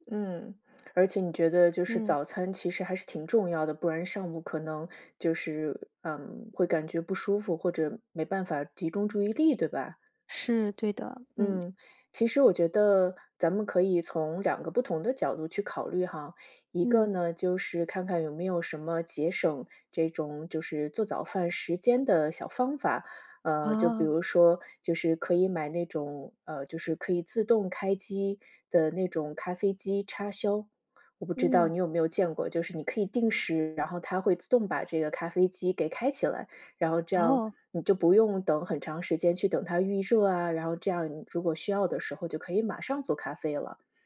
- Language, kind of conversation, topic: Chinese, advice, 不吃早餐会让你上午容易饿、注意力不集中吗？
- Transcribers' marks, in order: none